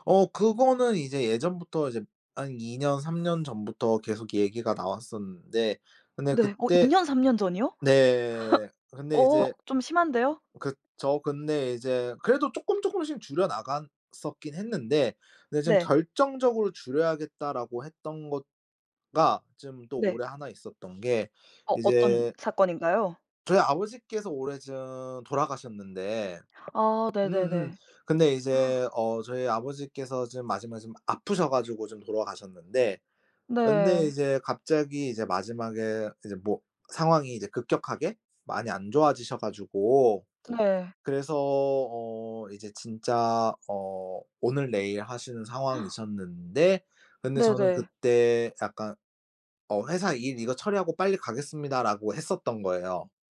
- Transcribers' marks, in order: other background noise; tapping; gasp; gasp
- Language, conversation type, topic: Korean, podcast, 일과 삶의 균형을 바꾸게 된 계기는 무엇인가요?